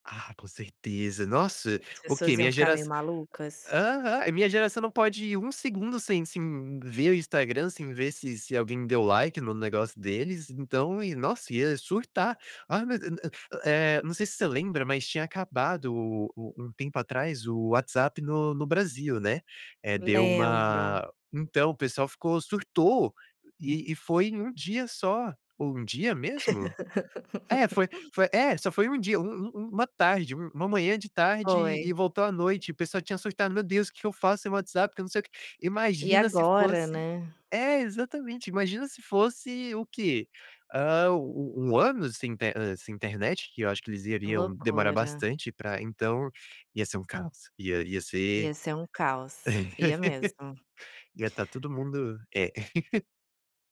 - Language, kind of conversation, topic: Portuguese, podcast, Como você evita passar tempo demais nas redes sociais?
- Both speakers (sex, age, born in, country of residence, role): female, 35-39, Brazil, Italy, host; male, 20-24, Brazil, United States, guest
- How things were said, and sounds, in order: in English: "like"; laugh; laugh